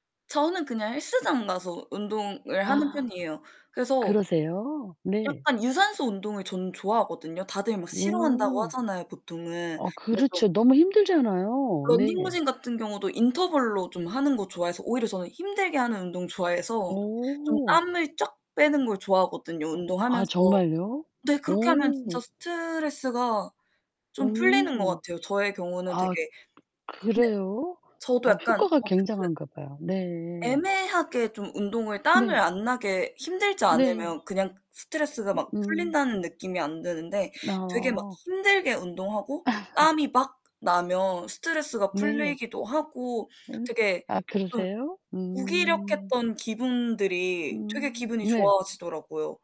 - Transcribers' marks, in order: other background noise; tapping; distorted speech; laugh
- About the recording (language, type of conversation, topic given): Korean, unstructured, 운동을 하면서 스트레스가 줄어들었나요?